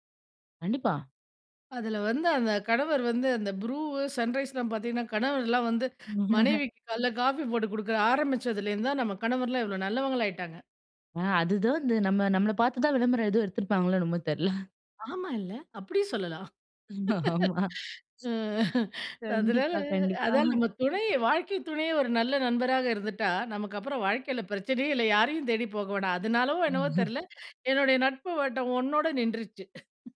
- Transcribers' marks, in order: laugh; snort; laugh; laughing while speaking: "ஆமா"; other noise; laugh
- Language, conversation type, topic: Tamil, podcast, நண்பருடன் பேசுவது உங்களுக்கு எப்படி உதவுகிறது?